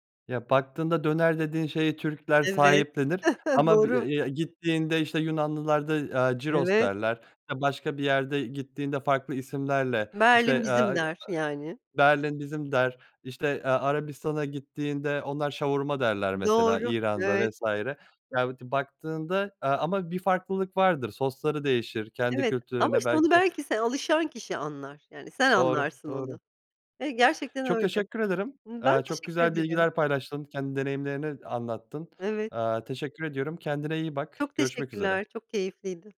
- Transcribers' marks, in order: giggle; in Greek: "gyros"; in Arabic: "şavurma"
- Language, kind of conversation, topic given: Turkish, podcast, Yemekler kültürel kimliği nasıl şekillendirir?